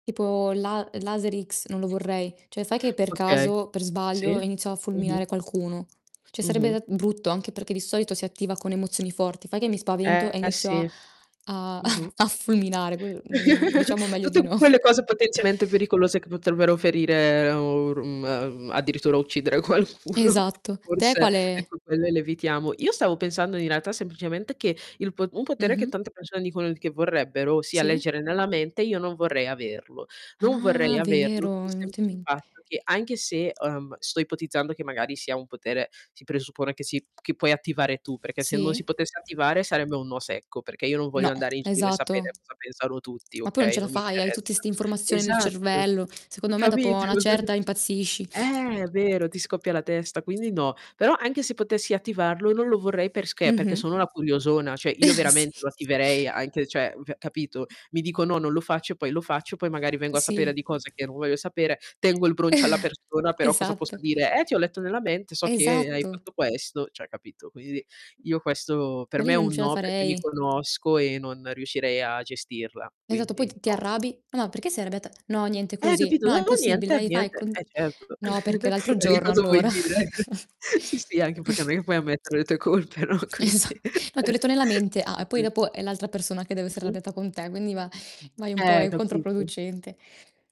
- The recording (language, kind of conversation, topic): Italian, unstructured, Se potessi imparare una nuova abilità senza limiti, quale sceglieresti?
- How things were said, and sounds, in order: distorted speech; tapping; "Cioè" said as "ceh"; chuckle; laughing while speaking: "no"; other background noise; static; background speech; laughing while speaking: "Capito?"; chuckle; "perché" said as "persché"; "perché" said as "pecché"; "cioè" said as "ceh"; chuckle; laughing while speaking: "Sì"; "cioè" said as "ceh"; chuckle; chuckle; laughing while speaking: "Esa"; laughing while speaking: "colpe? No, quindi"; chuckle; unintelligible speech